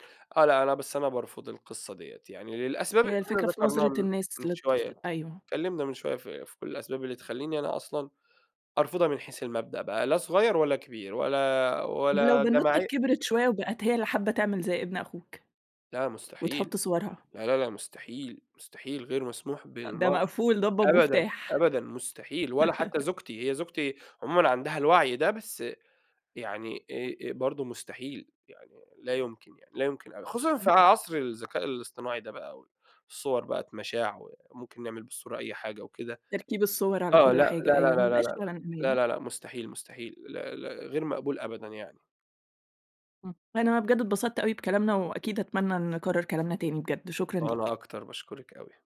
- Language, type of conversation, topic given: Arabic, podcast, إيه رأيك في مشاركة صور ولادنا على الحسابات؟
- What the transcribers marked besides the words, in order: tapping; other background noise; laugh